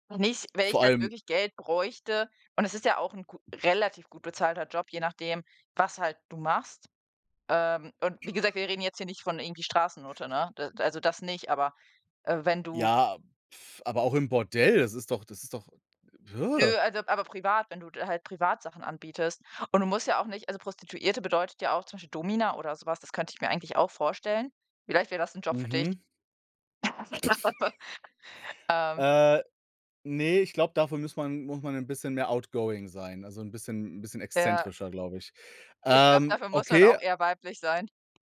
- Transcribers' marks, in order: tapping; cough; other noise; chuckle; unintelligible speech; in English: "outgoing"
- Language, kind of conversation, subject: German, unstructured, Wovon träumst du, wenn du an deine Zukunft denkst?